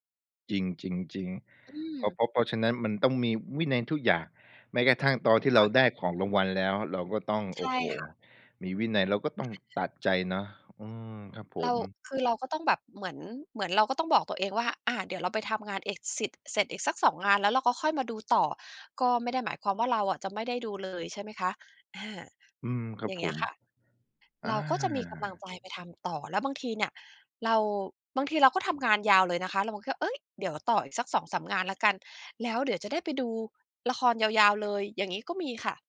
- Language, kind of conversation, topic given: Thai, podcast, มีวิธีทำให้ตัวเองมีวินัยโดยไม่เครียดไหม?
- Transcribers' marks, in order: tapping; other background noise